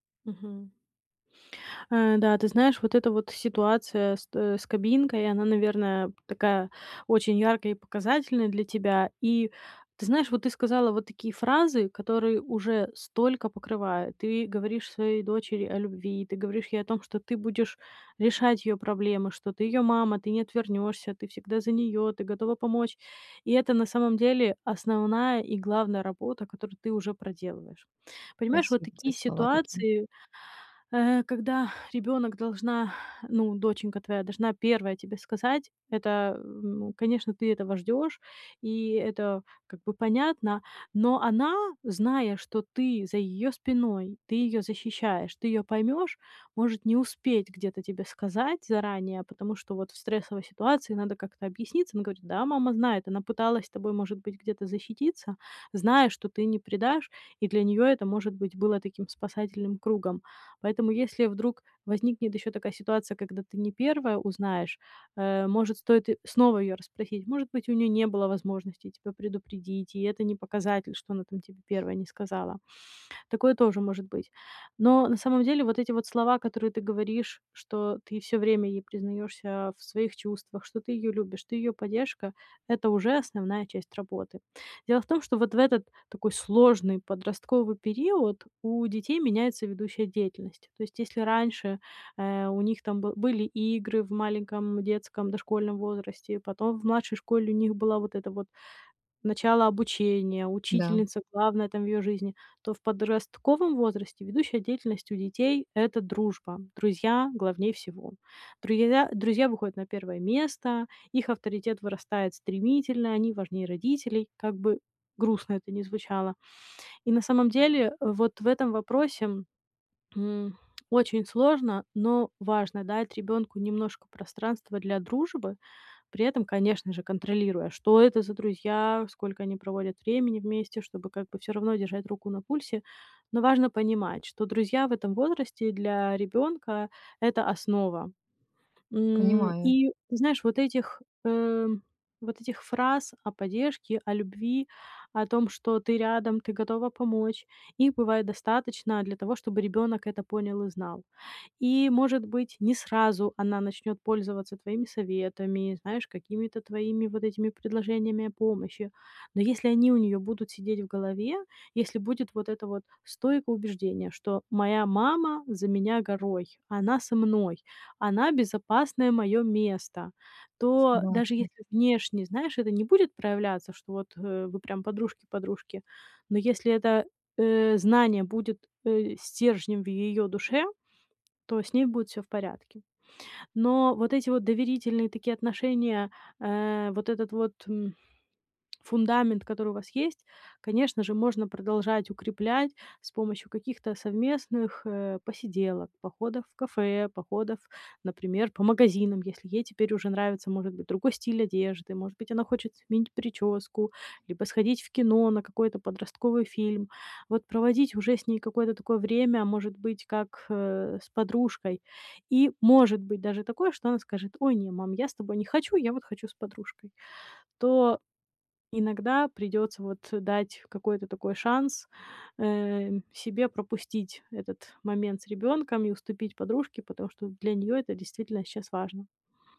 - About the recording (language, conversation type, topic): Russian, advice, Как построить доверие в новых отношениях без спешки?
- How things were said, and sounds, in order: other background noise